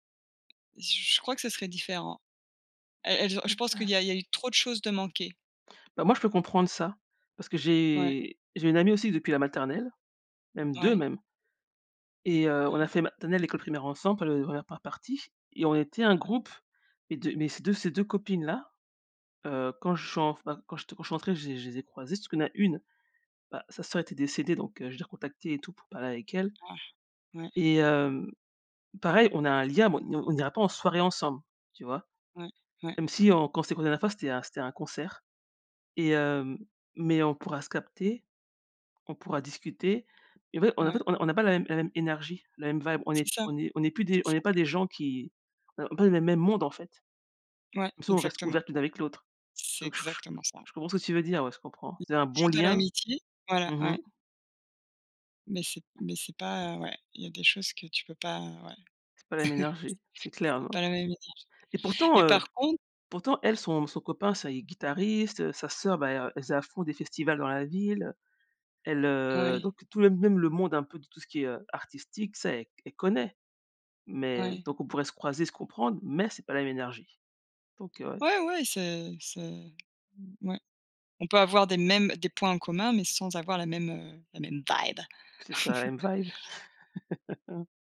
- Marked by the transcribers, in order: tapping; other background noise; stressed: "deux"; stressed: "une"; chuckle; stressed: "mais"; stressed: "mêmes"; put-on voice: "vibe"; chuckle; laugh
- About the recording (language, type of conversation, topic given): French, unstructured, Comment as-tu rencontré ta meilleure amie ou ton meilleur ami ?